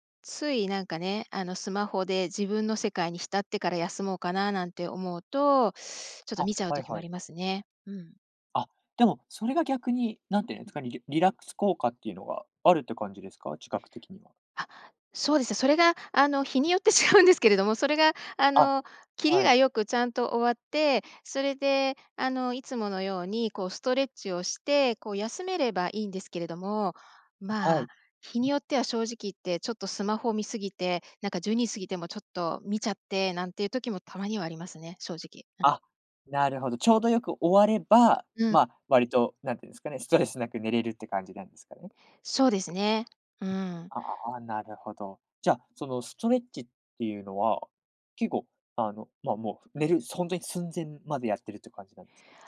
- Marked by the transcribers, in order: laughing while speaking: "よって違うんですけれども"
- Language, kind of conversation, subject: Japanese, podcast, 睡眠前のルーティンはありますか？